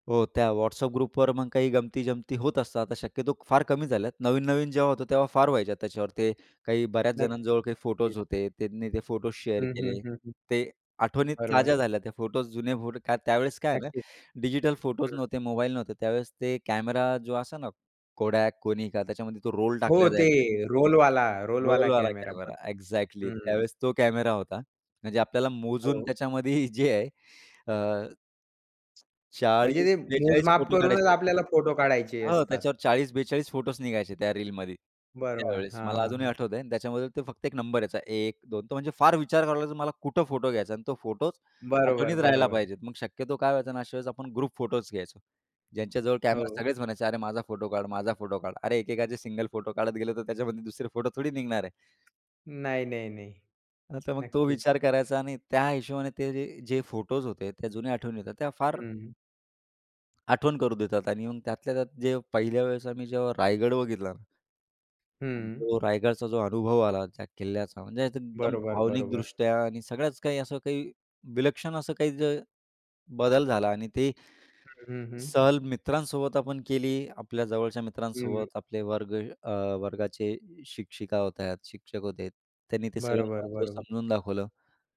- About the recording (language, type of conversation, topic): Marathi, podcast, तुमच्या शिक्षणाच्या प्रवासातला सर्वात आनंदाचा क्षण कोणता होता?
- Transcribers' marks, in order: in English: "ग्रुपवर"; in English: "शेअर"; other background noise; in English: "रोल"; in English: "रोलवाला"; laughing while speaking: "त्याच्यामध्ये जे आहे"; in English: "ग्रुप"; tapping